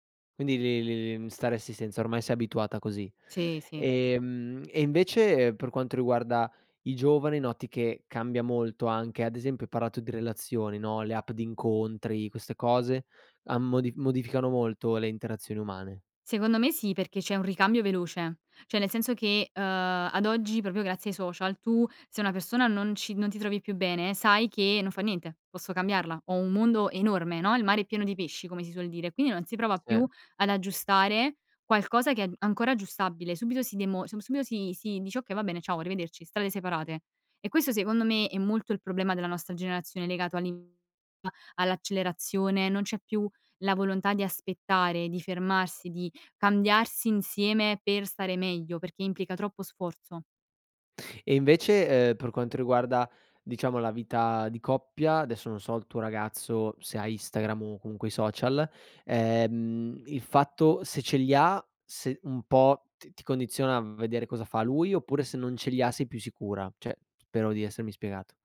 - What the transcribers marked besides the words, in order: unintelligible speech
- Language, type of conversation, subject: Italian, podcast, Che ruolo hanno i social media nella visibilità della tua comunità?